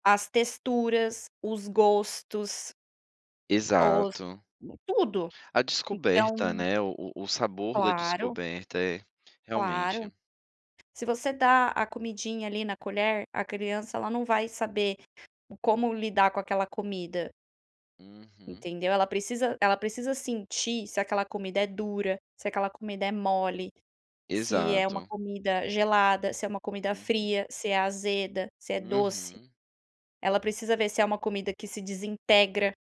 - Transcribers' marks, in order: tapping
- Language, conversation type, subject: Portuguese, podcast, Como manter a curiosidade ao estudar um assunto chato?